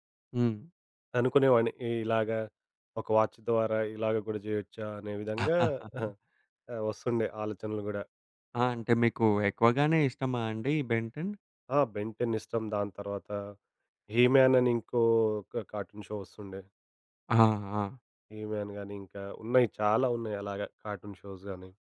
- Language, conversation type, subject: Telugu, podcast, చిన్నప్పుడు మీరు చూసిన కార్టూన్లు మీ ఆలోచనలను ఎలా మార్చాయి?
- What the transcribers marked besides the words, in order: in English: "వాచ్"; chuckle; in English: "కార్టూన్ షో"; in English: "కార్టూన్ షోస్"